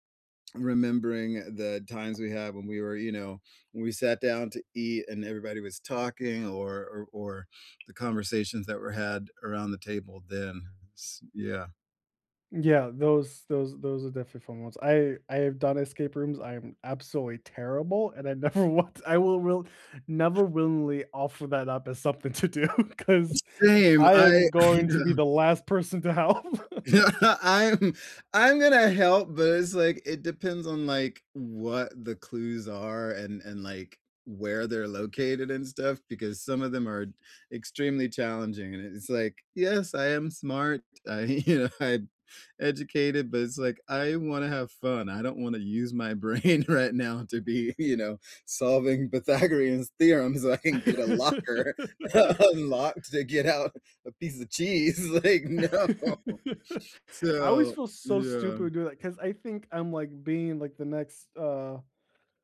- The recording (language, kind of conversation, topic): English, unstructured, How do you create happy memories with family and friends?
- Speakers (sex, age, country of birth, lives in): male, 35-39, United States, United States; male, 35-39, United States, United States
- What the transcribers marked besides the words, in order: tapping; laughing while speaking: "never want"; other background noise; laughing while speaking: "something to do, because"; laughing while speaking: "I, uh"; laughing while speaking: "help"; laughing while speaking: "Yeah, I'm"; laugh; laughing while speaking: "you know"; laughing while speaking: "brain right now to be … cheese, like, No"; laugh; laugh